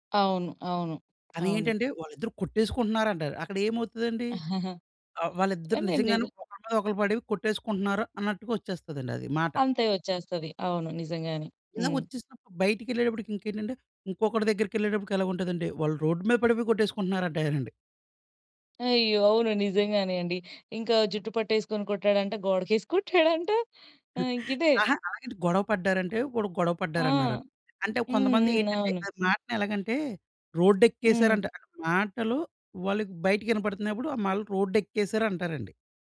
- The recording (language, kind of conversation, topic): Telugu, podcast, మరొకరికి మాటలు చెప్పేటప్పుడు ఊహించని ప్రతిక్రియా వచ్చినప్పుడు మీరు ఎలా స్పందిస్తారు?
- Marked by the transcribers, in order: other background noise; chuckle; in English: "రోడ్"; chuckle